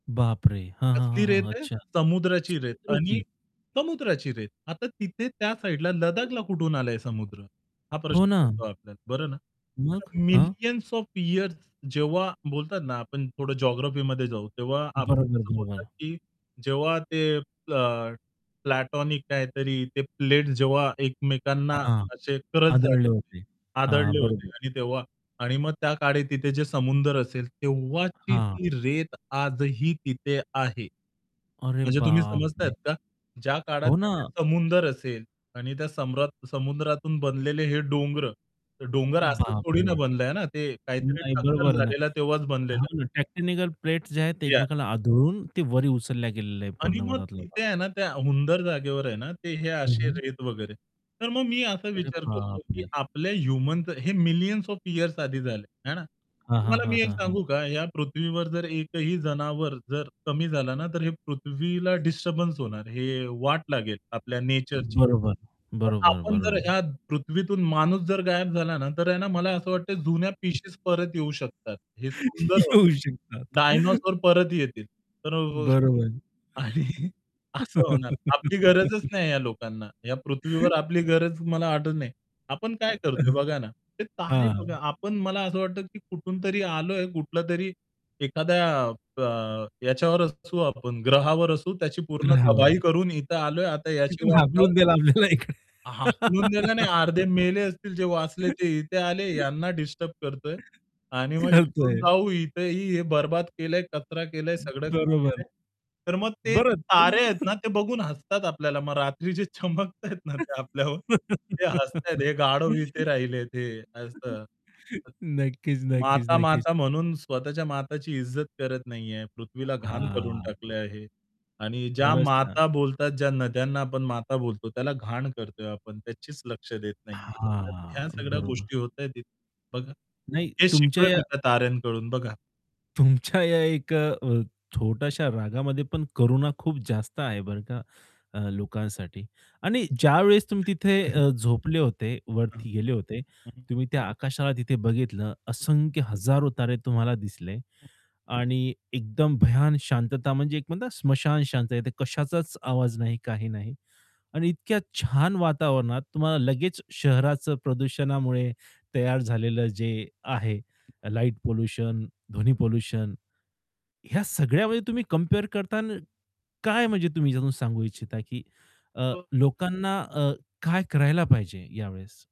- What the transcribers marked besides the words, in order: static; other background noise; in English: "मिलियन्स ऑफ इअर्स"; distorted speech; "मधला" said as "मधातला"; in English: "मिलियन्स ऑफ इअर्स"; in English: "डिस्टर्बन्स"; chuckle; laughing while speaking: "येऊ शकतात"; tapping; laughing while speaking: "आणि"; laugh; other noise; laughing while speaking: "आपल्याला इकडे"; laugh; chuckle; laughing while speaking: "रात्री जे चमकताहेत ना ते आपल्यावर"; laugh; unintelligible speech; mechanical hum; unintelligible speech
- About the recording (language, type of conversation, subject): Marathi, podcast, तुम्ही कधी रात्रभर आकाशातले तारे पाहिले आहेत का, आणि तेव्हा तुम्हाला काय वाटले?
- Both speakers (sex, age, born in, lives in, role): male, 30-34, India, India, guest; male, 30-34, India, India, host